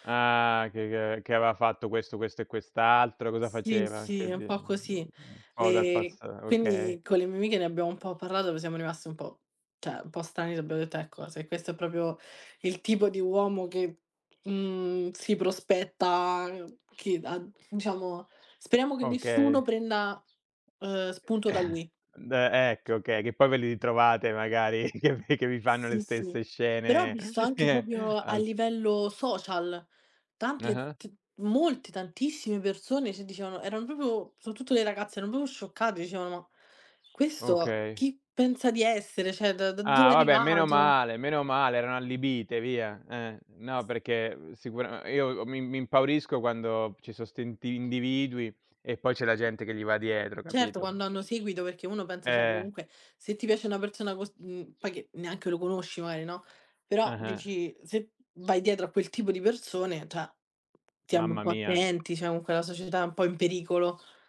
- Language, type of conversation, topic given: Italian, unstructured, Come reagisci quando un cantante famoso fa dichiarazioni controverse?
- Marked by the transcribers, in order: unintelligible speech; unintelligible speech; "cioè" said as "ceh"; "proprio" said as "propio"; other background noise; unintelligible speech; chuckle; laughing while speaking: "che vi"; "proprio" said as "propio"; chuckle; "cioè" said as "ceh"; "proprio" said as "propio"; "proprio" said as "popio"; "cioè" said as "ceh"; "cioè" said as "ceh"; "cioè" said as "ceh"; "cioè" said as "ceh"